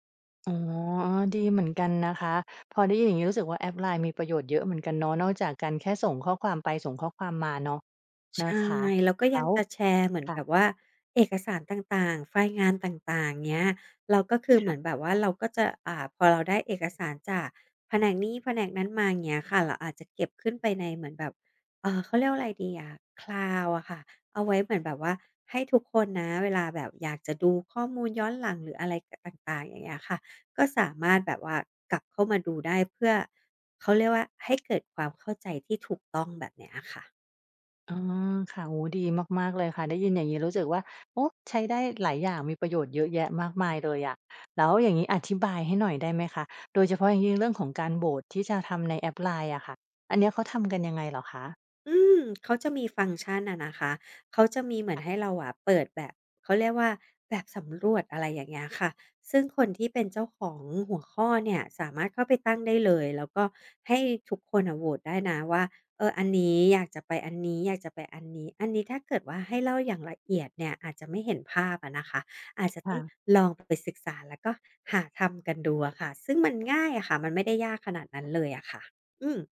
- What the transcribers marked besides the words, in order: other background noise; tapping
- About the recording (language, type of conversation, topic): Thai, podcast, จะใช้แอปสำหรับทำงานร่วมกับทีมอย่างไรให้การทำงานราบรื่น?